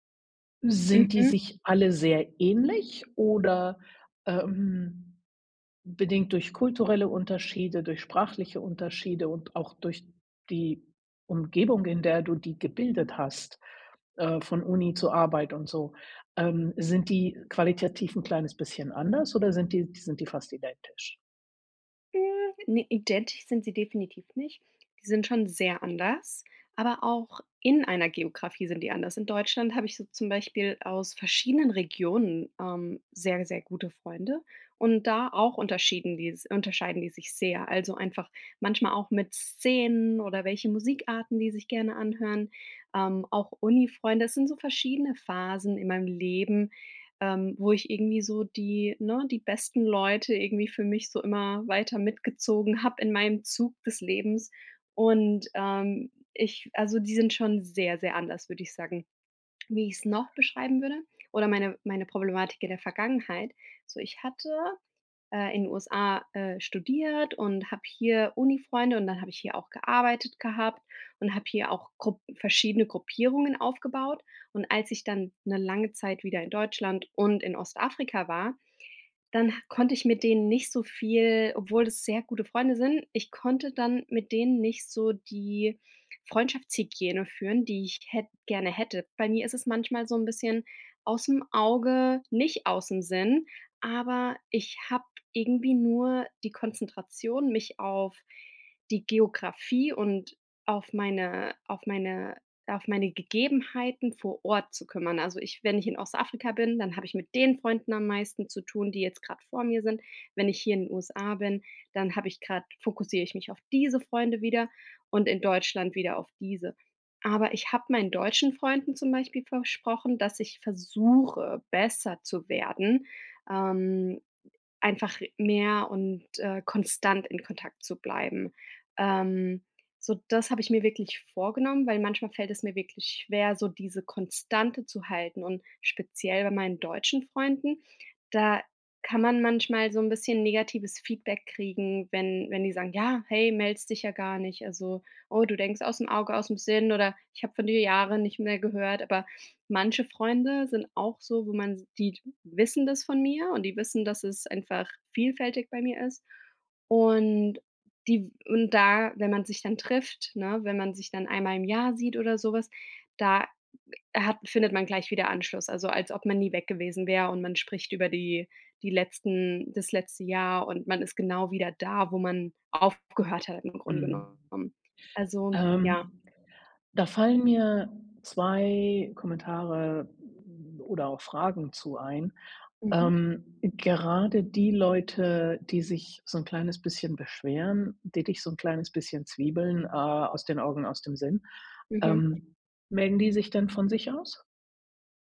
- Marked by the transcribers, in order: other background noise; stressed: "versuche"
- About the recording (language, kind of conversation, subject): German, advice, Wie kann ich mein soziales Netzwerk nach einem Umzug in eine neue Stadt langfristig pflegen?